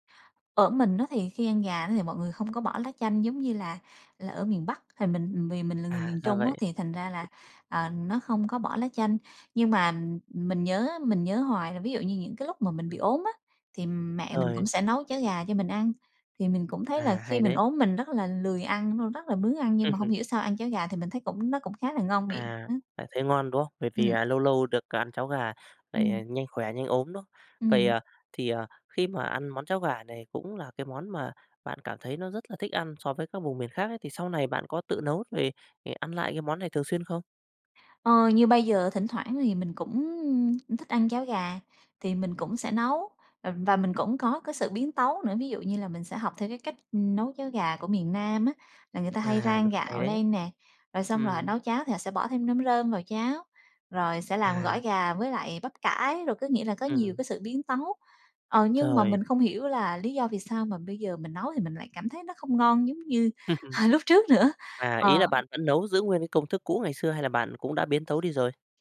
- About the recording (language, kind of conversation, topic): Vietnamese, podcast, Món ăn gia truyền nào khiến bạn nhớ nhà nhất?
- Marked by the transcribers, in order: tapping; other background noise; laugh; laugh; laughing while speaking: "ờ, lúc trước nữa"